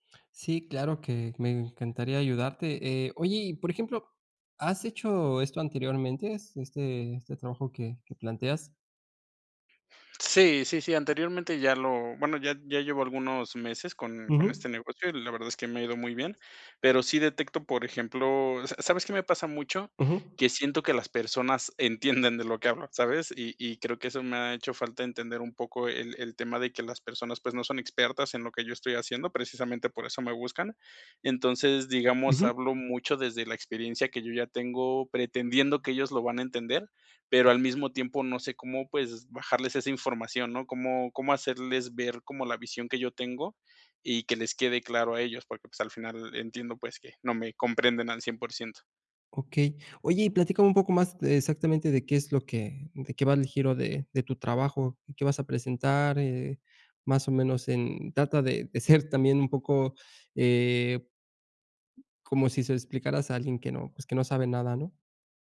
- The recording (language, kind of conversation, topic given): Spanish, advice, ¿Cómo puedo organizar mis ideas antes de una presentación?
- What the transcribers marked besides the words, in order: laughing while speaking: "entienden"; laughing while speaking: "de ser"; other noise